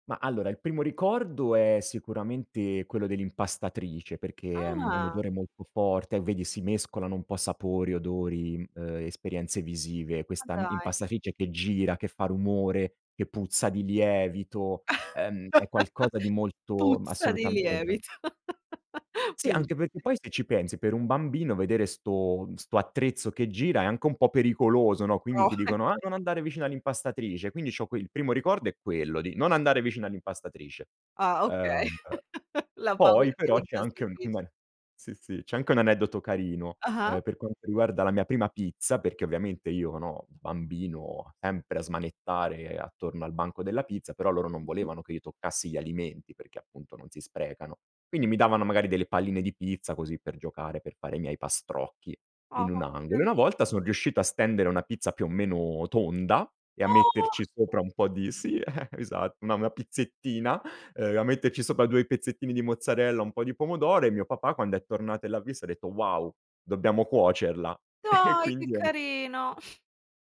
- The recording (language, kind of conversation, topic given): Italian, podcast, Qual è un piatto che ti ricorda l’infanzia?
- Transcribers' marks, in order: chuckle; other background noise; chuckle; laughing while speaking: "ecco"; chuckle; tapping; giggle; laughing while speaking: "E"; blowing